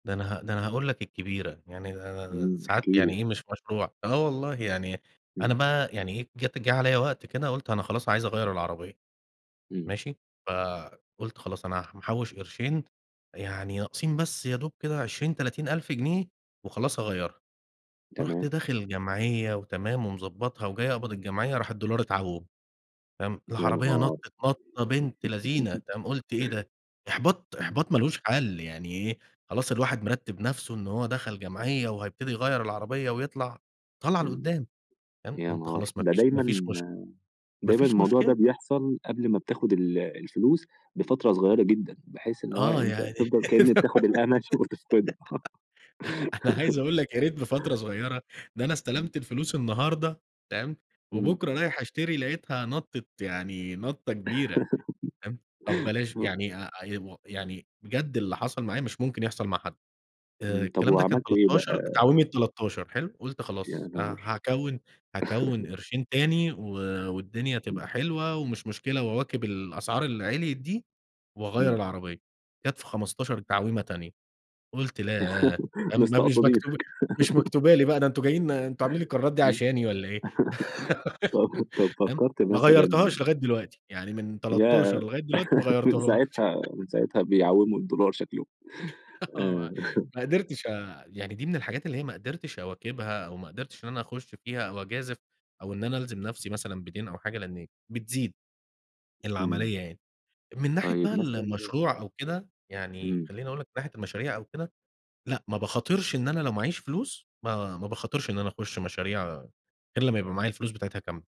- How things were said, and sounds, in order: unintelligible speech; other background noise; tapping; stressed: "بنت لذينة"; laugh; giggle; laughing while speaking: "شو وتفقده"; giggle; giggle; unintelligible speech; chuckle; giggle; laughing while speaking: "مستقصدينك، امم طب طب"; giggle; giggle; giggle; horn; laughing while speaking: "من ساعتها من ساعتها بيعوموا الدولار شكلهم"; giggle; giggle; laughing while speaking: "آه، ما ما قدرتش أ"; chuckle
- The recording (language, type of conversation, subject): Arabic, podcast, إزاي بتوازن بين أحلامك وواقعك المادي؟